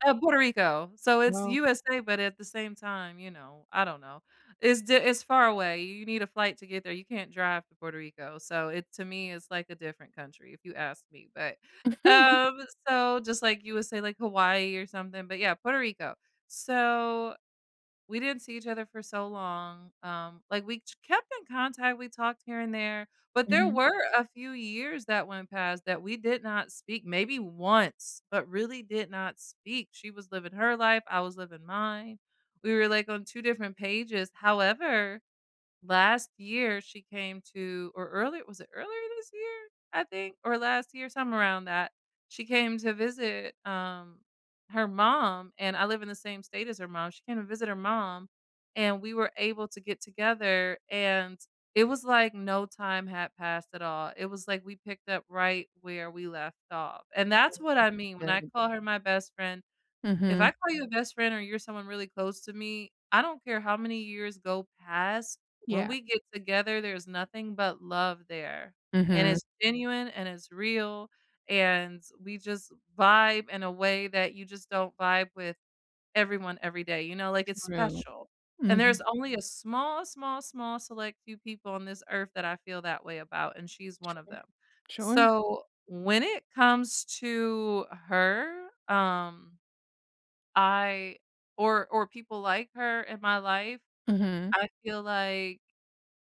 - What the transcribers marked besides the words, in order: chuckle; stressed: "once"; unintelligible speech
- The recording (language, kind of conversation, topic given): English, unstructured, How should I handle old friendships resurfacing after long breaks?